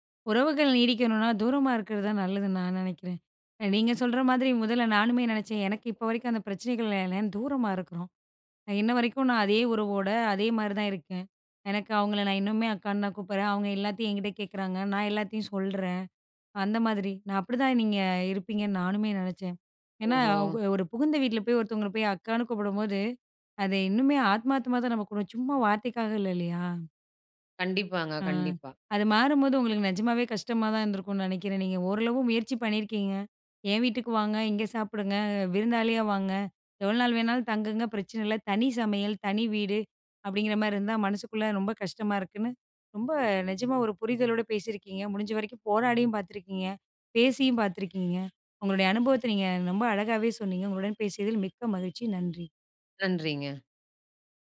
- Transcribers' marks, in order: unintelligible speech; "அவுங்க" said as "அவுக"; other background noise
- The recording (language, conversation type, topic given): Tamil, podcast, உறவுகளில் மாற்றங்கள் ஏற்படும் போது நீங்கள் அதை எப்படிச் சமாளிக்கிறீர்கள்?